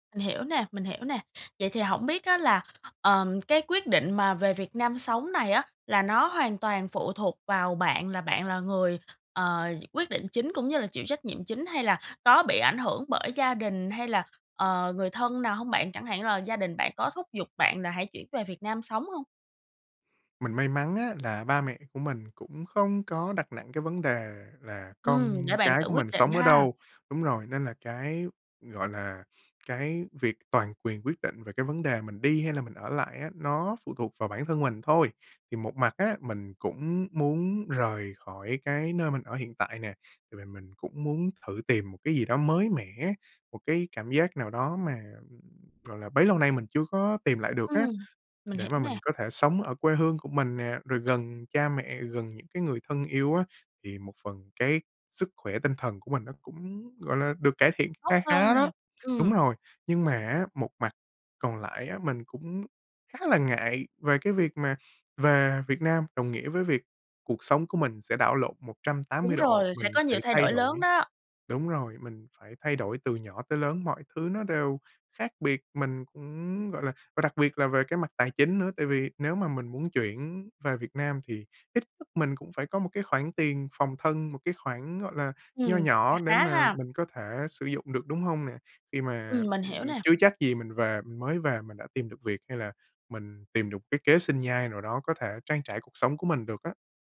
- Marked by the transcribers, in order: other background noise; tapping
- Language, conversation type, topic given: Vietnamese, advice, Làm thế nào để vượt qua nỗi sợ khi phải đưa ra những quyết định lớn trong đời?